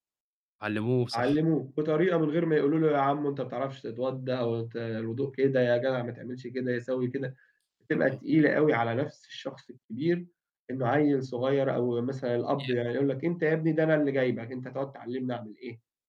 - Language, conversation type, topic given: Arabic, podcast, إزاي تورّث قيمك لولادك من غير ما تفرضها عليهم؟
- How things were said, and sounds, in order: unintelligible speech